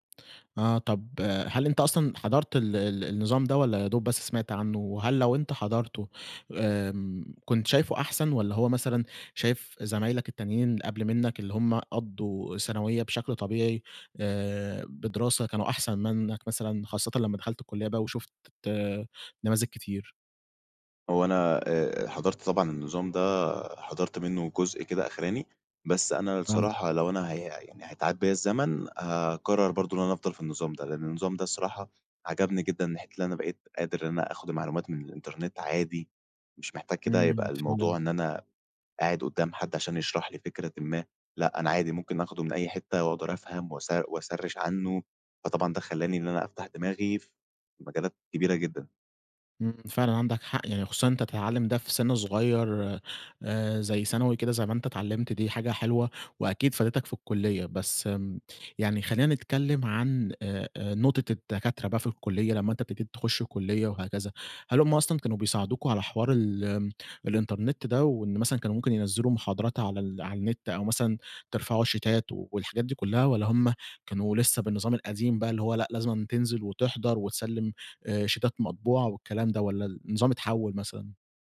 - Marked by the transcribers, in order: in English: "واسرّش"; in English: "شيتات"; in English: "شيتات"
- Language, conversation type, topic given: Arabic, podcast, إيه رأيك في دور الإنترنت في التعليم دلوقتي؟